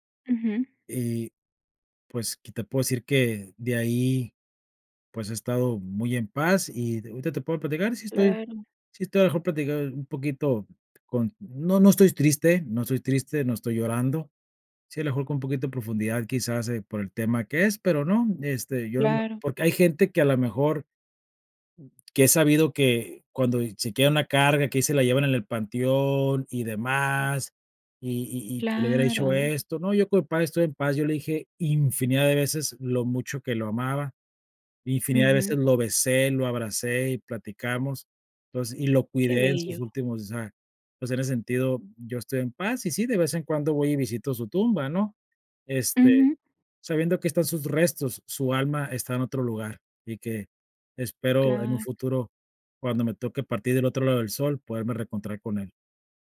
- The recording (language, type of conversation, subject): Spanish, podcast, ¿Qué hábitos te ayudan a mantenerte firme en tiempos difíciles?
- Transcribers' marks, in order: tapping